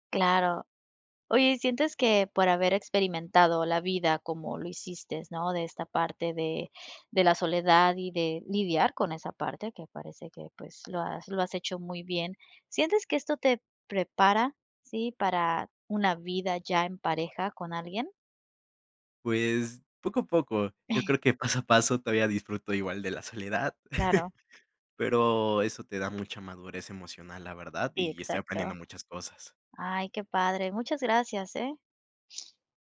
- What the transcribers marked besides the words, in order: "hiciste" said as "hicistes"; chuckle; laughing while speaking: "paso a"; chuckle
- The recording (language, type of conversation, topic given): Spanish, podcast, ¿Qué haces cuando te sientes aislado?